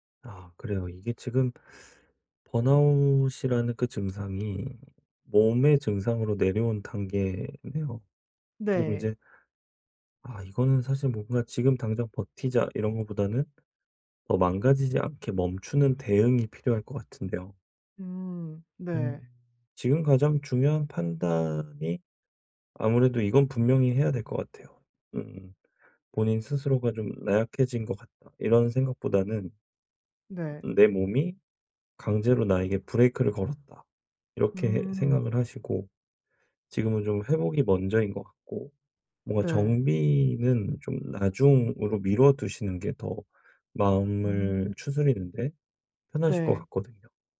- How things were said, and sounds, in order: tapping
- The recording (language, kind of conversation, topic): Korean, advice, 요즘 지루함과 번아웃을 어떻게 극복하면 좋을까요?